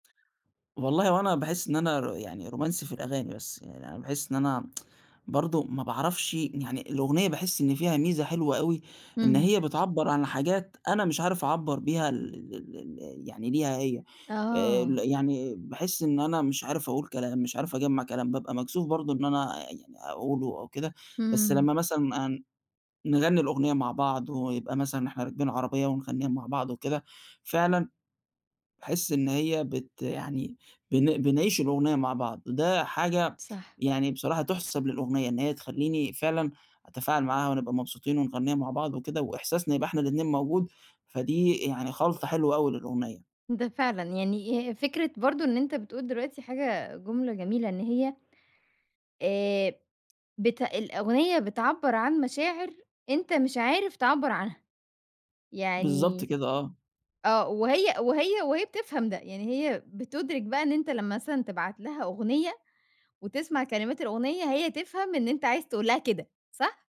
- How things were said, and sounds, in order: tsk
- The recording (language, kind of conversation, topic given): Arabic, podcast, إيه الأغنية اللي بتفكّرك بأول حب؟